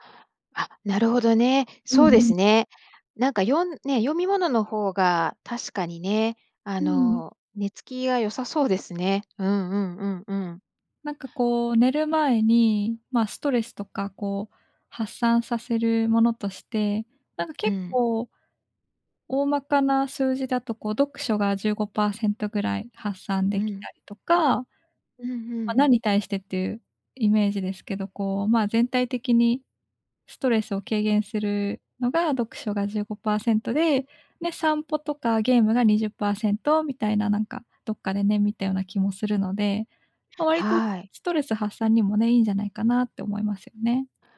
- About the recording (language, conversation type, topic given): Japanese, advice, 安らかな眠りを優先したいのですが、夜の習慣との葛藤をどう解消すればよいですか？
- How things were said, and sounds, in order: none